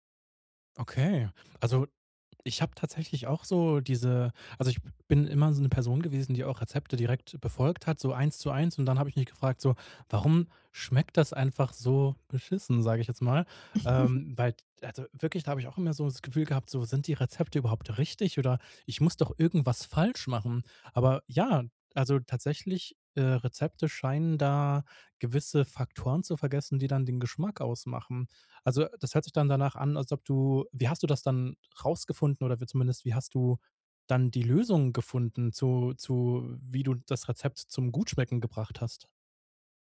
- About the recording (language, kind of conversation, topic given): German, podcast, Wie würzt du, ohne nach Rezept zu kochen?
- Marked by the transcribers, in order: laugh; anticipating: "falsch machen?"; stressed: "gut"